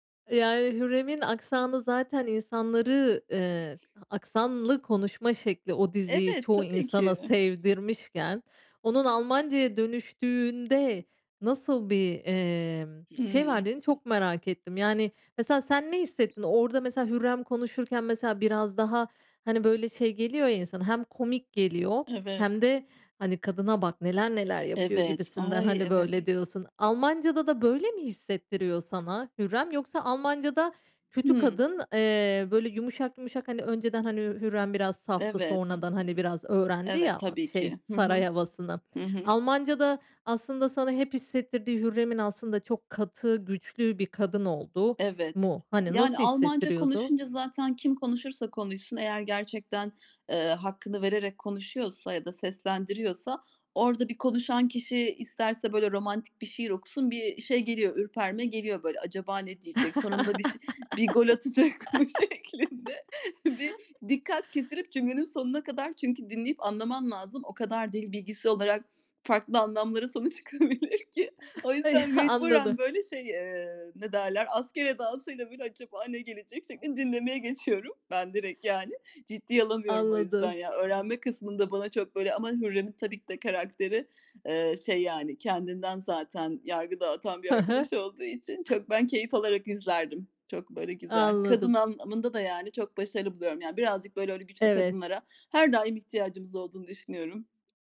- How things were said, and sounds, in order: other background noise; tapping; laugh; laughing while speaking: "atacak mı şeklinde bir"; laughing while speaking: "sonu çıkabilir ki"; chuckle
- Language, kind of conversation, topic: Turkish, podcast, Zor bir şeyi öğrenirken keyif almayı nasıl başarıyorsun?